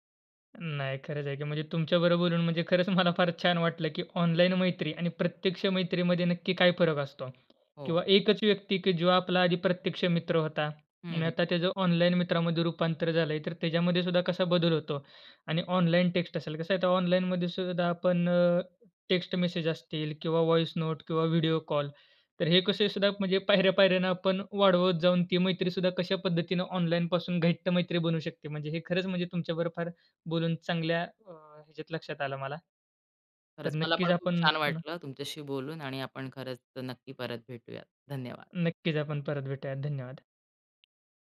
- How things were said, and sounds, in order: laughing while speaking: "खरंच मला"; in English: "व्हॉइस नोट"; laughing while speaking: "पायऱ्या-पायऱ्याने"; tapping
- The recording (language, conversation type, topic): Marathi, podcast, ऑनलाइन आणि प्रत्यक्ष मैत्रीतला सर्वात मोठा फरक काय आहे?